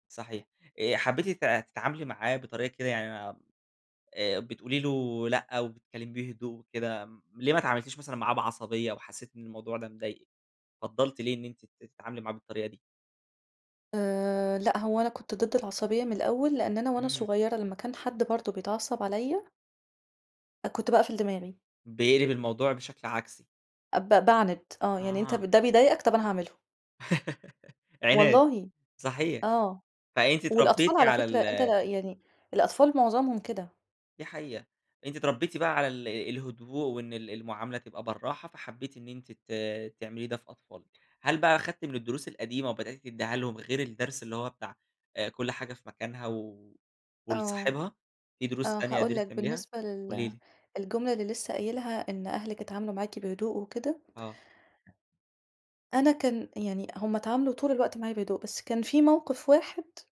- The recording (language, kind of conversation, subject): Arabic, podcast, إيه أول درس اتعلمته في بيت أهلك؟
- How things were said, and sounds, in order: laugh